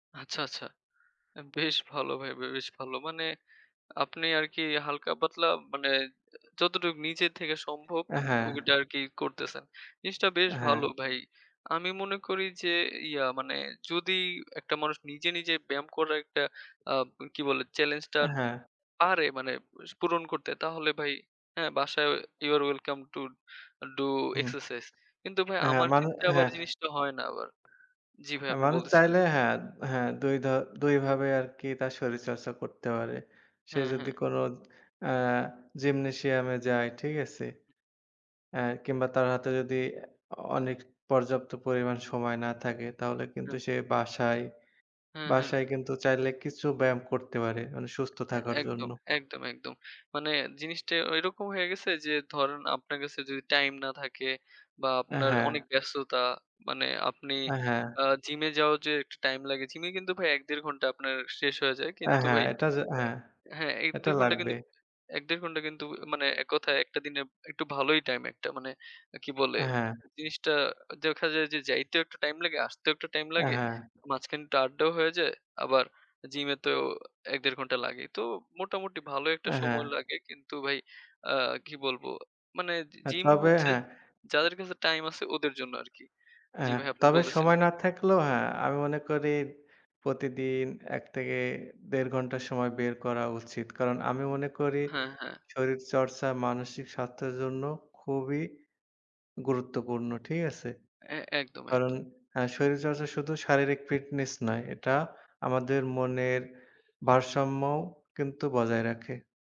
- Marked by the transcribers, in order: other background noise; unintelligible speech; unintelligible speech
- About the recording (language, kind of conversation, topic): Bengali, unstructured, তুমি কি মনে করো মানসিক স্বাস্থ্যের জন্য শরীরচর্চা কতটা গুরুত্বপূর্ণ?